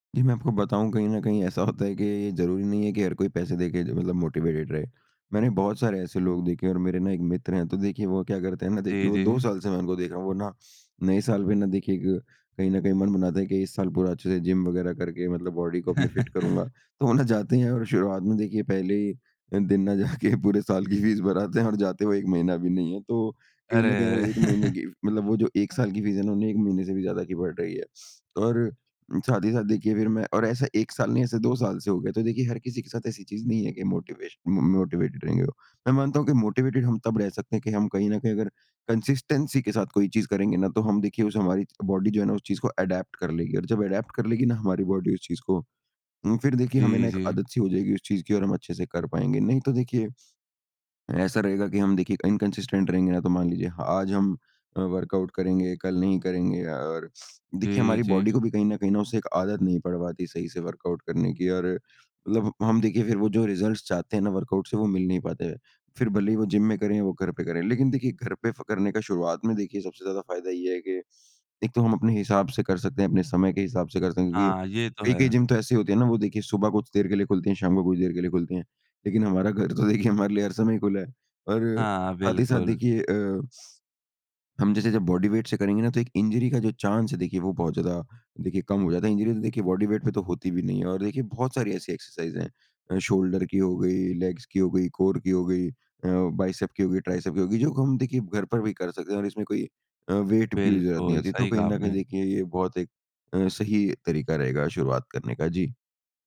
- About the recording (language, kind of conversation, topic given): Hindi, podcast, घर पर बिना जिम जाए फिट कैसे रहा जा सकता है?
- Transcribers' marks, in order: laughing while speaking: "होता"; in English: "मोटिवेटेड"; sniff; chuckle; in English: "बॉडी"; in English: "फिट"; laughing while speaking: "वो ना"; laughing while speaking: "जा के"; laughing while speaking: "फ़ीस भर आते हैं"; chuckle; tapping; sniff; in English: "मोटिवेशन"; in English: "मोटिवेटेड"; in English: "मोटिवेटेड"; in English: "कंसिस्टेंसी"; in English: "बॉडी"; in English: "एडैप्ट"; in English: "एडैप्ट"; in English: "बॉडी"; sniff; in English: "इनकंसिस्टेंट"; in English: "वर्कआउट"; sniff; in English: "बॉडी"; in English: "वर्कआउट"; in English: "रिज़ल्ट्स"; in English: "वर्कआउट"; sniff; laughing while speaking: "तो देखिए"; sniff; in English: "बॉडी वेट"; in English: "इंजरी"; in English: "चांस"; in English: "इंजरी"; in English: "बॉडी वेट"; in English: "एक्सरसाइज़"; in English: "शोल्डर"; in English: "लेग्स"; in English: "कोर"; in English: "बाइसेप"; in English: "ट्राइसेप"; in English: "वेट"